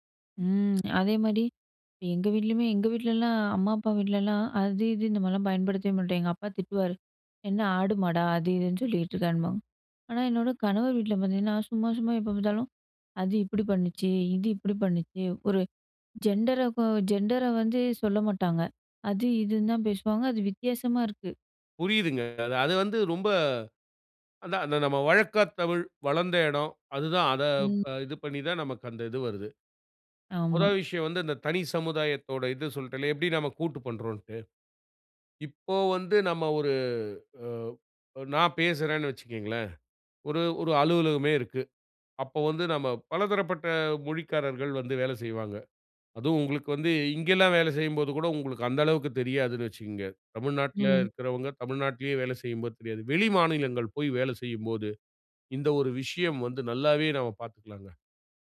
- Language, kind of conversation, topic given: Tamil, podcast, மொழி உங்கள் தனிச்சமுதாயத்தை எப்படிக் கட்டமைக்கிறது?
- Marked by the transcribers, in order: lip smack